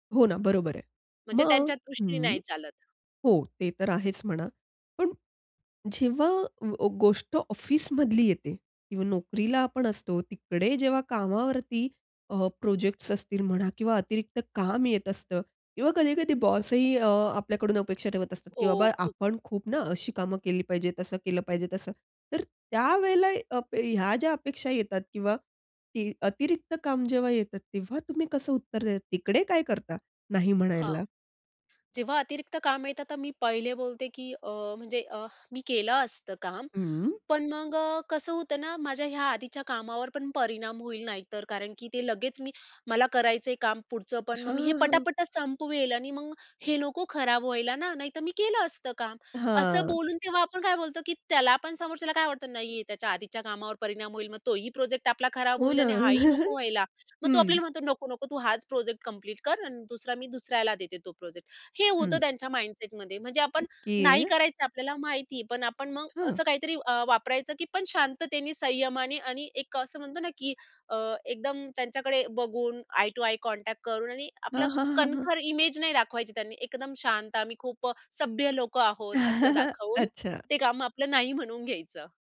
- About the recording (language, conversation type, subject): Marathi, podcast, दैनंदिन जीवनात ‘नाही’ म्हणताना तुम्ही स्वतःला कसे सांभाळता?
- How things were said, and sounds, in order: in English: "प्रोजेक्ट्स"; tapping; in English: "प्रोजेक्ट"; chuckle; in English: "प्रोजेक्ट कंप्लीट"; in English: "प्रोजेक्ट"; in English: "माइंडसेटमध्ये"; in English: "आई टू आई कॉन्टॅक्ट"; chuckle; laughing while speaking: "अच्छा"